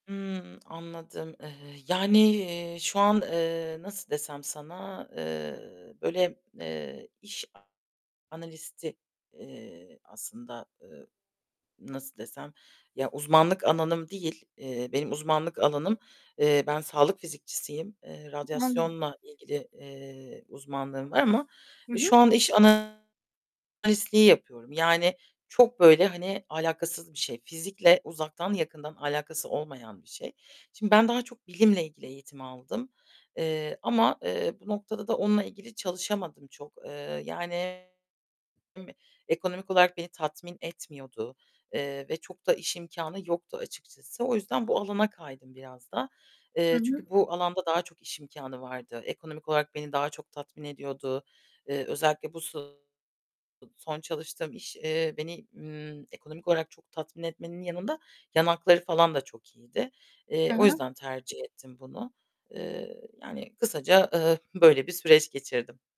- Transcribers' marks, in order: other background noise; distorted speech; unintelligible speech
- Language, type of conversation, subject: Turkish, advice, İşimdeki anlam kaybı yüzünden neden yaptığımı sorguluyorsam bunu nasıl ele alabilirim?